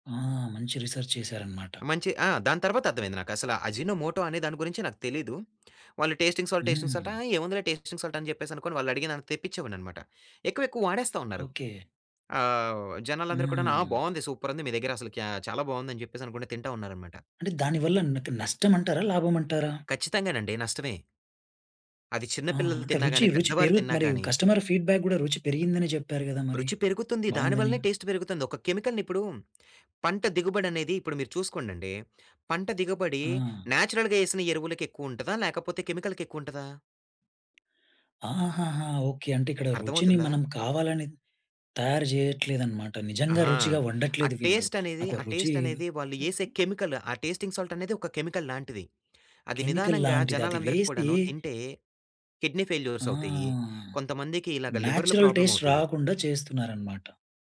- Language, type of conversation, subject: Telugu, podcast, ఒక కమ్యూనిటీ వంటశాల నిర్వహించాలంటే ప్రారంభంలో ఏం చేయాలి?
- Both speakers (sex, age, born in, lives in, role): male, 25-29, India, Finland, guest; male, 30-34, India, India, host
- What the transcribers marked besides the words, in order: in English: "రిసెర్చ్"; in English: "అజినోమోటో"; in English: "టేస్టింగ్ సాల్ట్, టేస్టింగ్ సాల్ట్"; in English: "టేస్టింగ్ సాల్ట్"; in English: "సూపర్"; other background noise; in English: "ఫీడ్‌బ్యాక్"; in English: "టేస్ట్"; in English: "కెమికల్‌ని"; in English: "న్యాచురల్‌గా"; in English: "కెమికల్‌కి"; tapping; in English: "టేస్ట్"; in English: "టేస్ట్"; in English: "కెమికల్"; other noise; in English: "టేస్టింగ్ సాల్ట్"; in English: "కెమికల్"; in English: "కెమికల్"; in English: "కిడ్నీ ఫెయిల్యూర్స్"; in English: "న్యాచురల్ టేస్ట్"; in English: "ప్రాబ్లమ్"